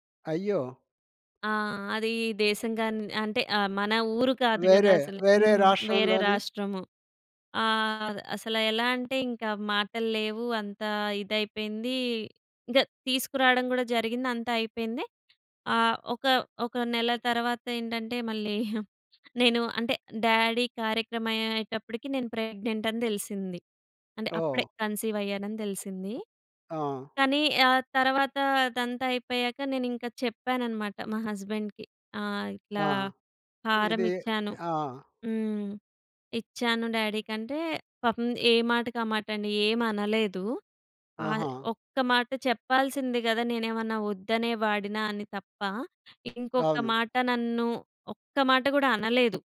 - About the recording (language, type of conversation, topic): Telugu, podcast, ఎవరైనా మీకు చేసిన చిన్న దయ ఇప్పటికీ గుర్తుండిపోయిందా?
- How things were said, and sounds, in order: in English: "డ్యాడీ"; in English: "ప్రెగ్నెంట్"; in English: "కన్సీవ్"; in English: "హస్బెండ్‍కి"; in English: "డ్యాడీకి"